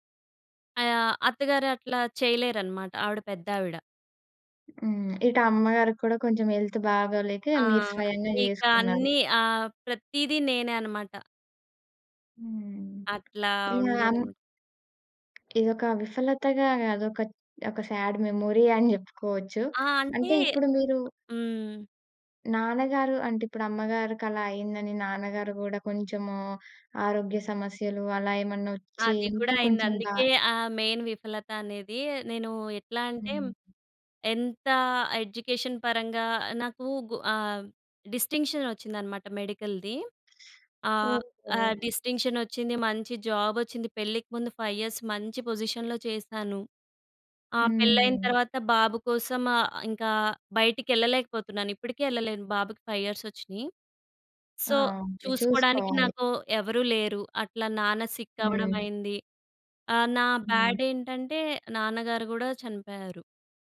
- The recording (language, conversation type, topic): Telugu, podcast, మీ జీవితంలో ఎదురైన ఒక ముఖ్యమైన విఫలత గురించి చెబుతారా?
- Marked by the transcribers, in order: other background noise; in English: "హెల్త్"; tapping; in English: "సాడ్ మెమొరీ"; in English: "మెయిన్"; in English: "ఎడ్యుకేషన్"; in English: "డిస్టింక్షన్"; in English: "మెడికల్‌ది"; in English: "డిస్టింక్షన్"; in English: "జాబ్"; in English: "ఫై ఇయర్స్"; in English: "పొజిషన్‌లో"; in English: "ఫై ఇయర్స్"; in English: "సో"; in English: "సిక్"; in English: "బ్యాడ్"